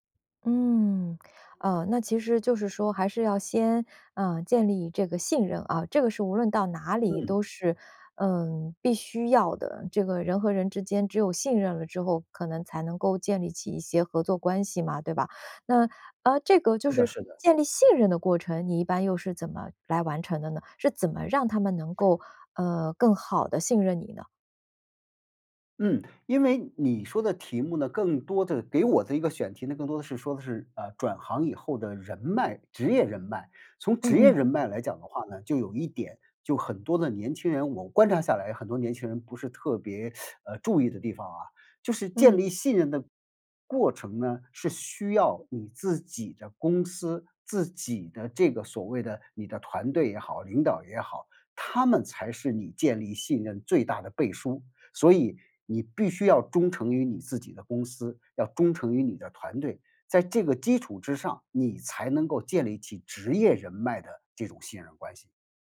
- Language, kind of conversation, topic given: Chinese, podcast, 转行后怎样重新建立职业人脉？
- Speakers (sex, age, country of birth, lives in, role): female, 45-49, China, United States, host; male, 55-59, China, United States, guest
- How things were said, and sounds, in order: teeth sucking